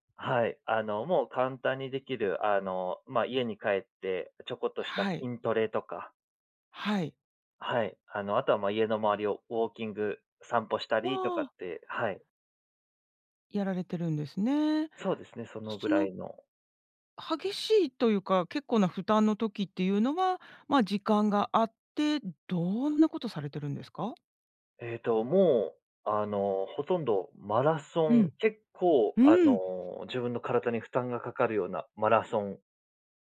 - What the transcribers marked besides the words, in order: other background noise
- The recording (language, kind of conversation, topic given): Japanese, podcast, 睡眠の質を上げるために、普段どんな工夫をしていますか？